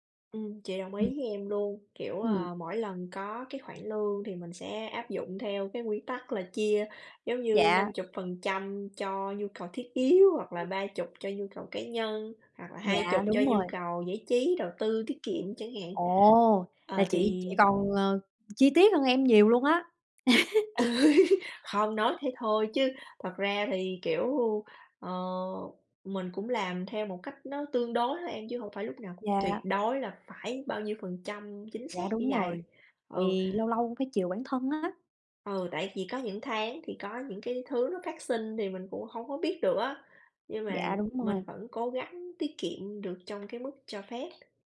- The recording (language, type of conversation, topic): Vietnamese, unstructured, Bạn làm gì để cân bằng giữa tiết kiệm và chi tiêu cho sở thích cá nhân?
- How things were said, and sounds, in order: tapping; other background noise; laugh